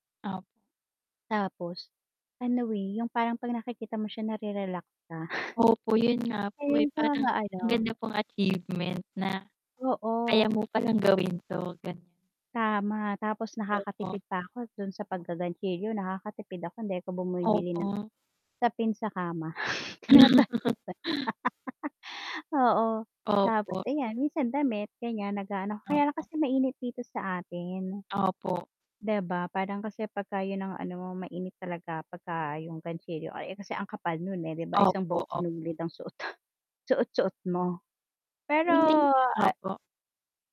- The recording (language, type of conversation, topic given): Filipino, unstructured, Ano ang mga pinakanakagugulat na bagay na natuklasan mo sa iyong libangan?
- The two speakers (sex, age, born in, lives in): female, 25-29, Philippines, Philippines; female, 40-44, Philippines, Philippines
- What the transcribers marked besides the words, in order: static; distorted speech; chuckle; laugh; laughing while speaking: "suot"; unintelligible speech